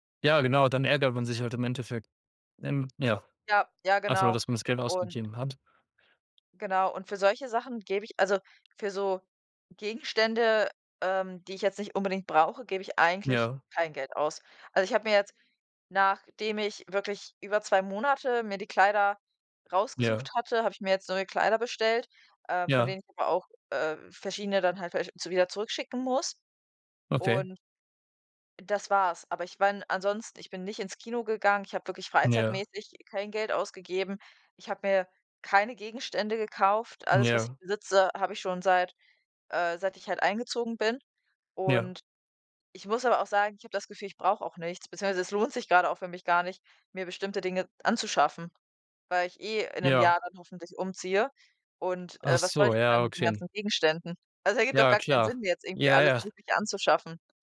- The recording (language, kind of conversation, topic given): German, unstructured, Wie gehst du im Alltag mit Geldsorgen um?
- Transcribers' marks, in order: none